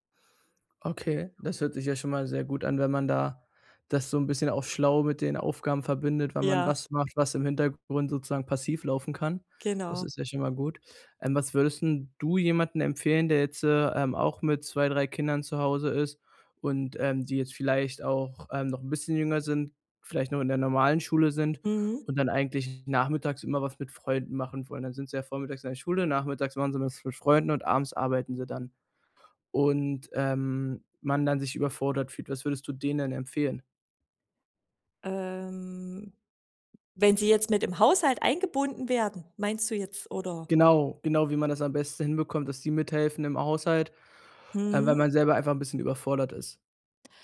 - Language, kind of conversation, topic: German, podcast, Wie teilt ihr zu Hause die Aufgaben und Rollen auf?
- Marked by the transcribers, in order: other background noise; drawn out: "Ähm"